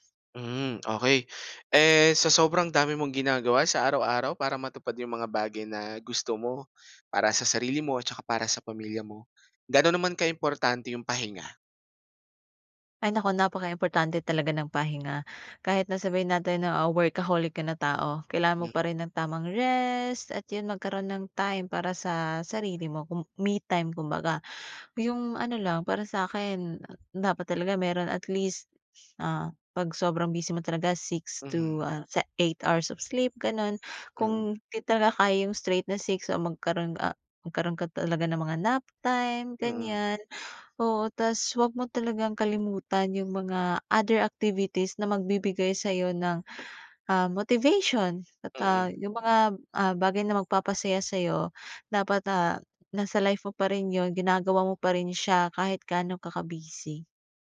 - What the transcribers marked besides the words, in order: other background noise
- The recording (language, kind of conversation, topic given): Filipino, podcast, Paano ka humaharap sa pressure ng mga tao sa paligid mo?